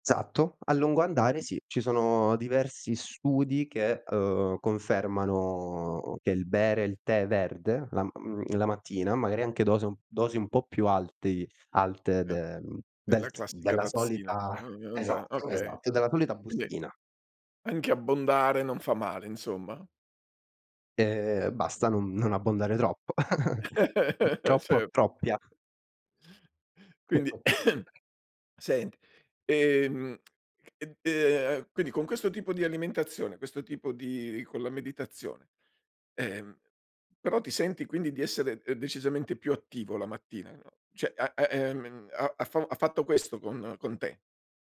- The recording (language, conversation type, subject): Italian, podcast, Com’è davvero la tua routine mattutina?
- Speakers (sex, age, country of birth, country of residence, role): male, 25-29, Italy, Romania, guest; male, 60-64, Italy, Italy, host
- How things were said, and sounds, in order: "Esatto" said as "zatto"; drawn out: "confermano"; tongue click; unintelligible speech; laugh; chuckle; other background noise; unintelligible speech; cough; tsk; "cioè" said as "ceh"